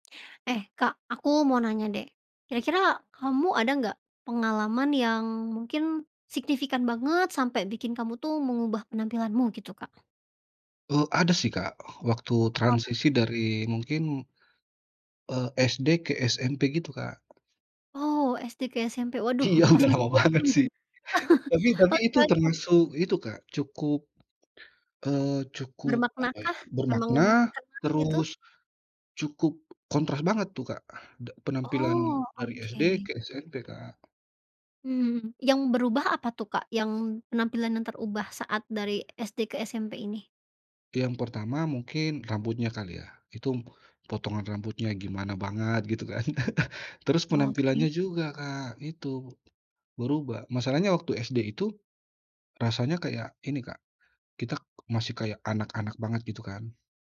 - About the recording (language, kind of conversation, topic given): Indonesian, podcast, Pernahkah kamu mengalami sesuatu yang membuatmu mengubah penampilan?
- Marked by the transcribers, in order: tapping; laughing while speaking: "Iya, udah lama banget sih"; chuckle; "Itu" said as "itum"; chuckle; other background noise